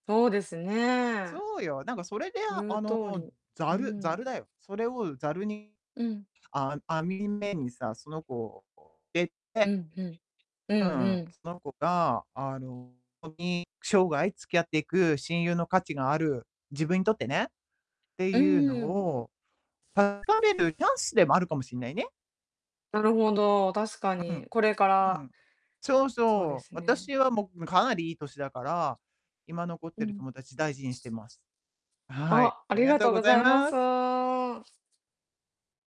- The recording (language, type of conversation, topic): Japanese, unstructured, 昔のトラブルで、今でも許せないことはありますか？
- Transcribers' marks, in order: other background noise; distorted speech; other noise